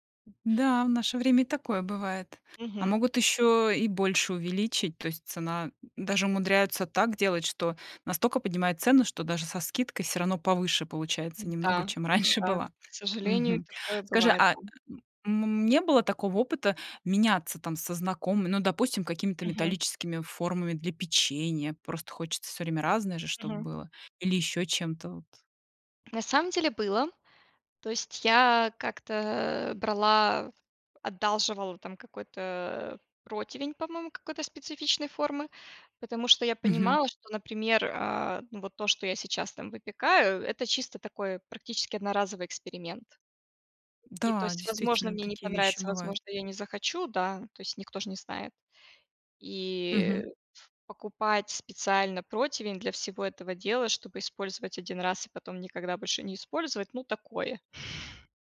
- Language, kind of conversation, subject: Russian, podcast, Как бюджетно снова начать заниматься забытым увлечением?
- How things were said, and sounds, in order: laughing while speaking: "раньше"; other background noise; other noise